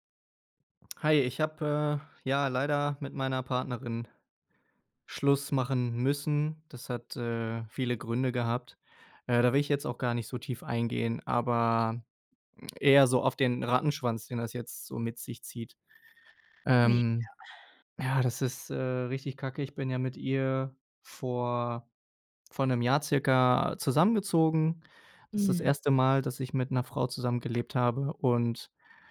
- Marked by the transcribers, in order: none
- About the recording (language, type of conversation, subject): German, advice, Wie möchtest du die gemeinsame Wohnung nach der Trennung regeln und den Auszug organisieren?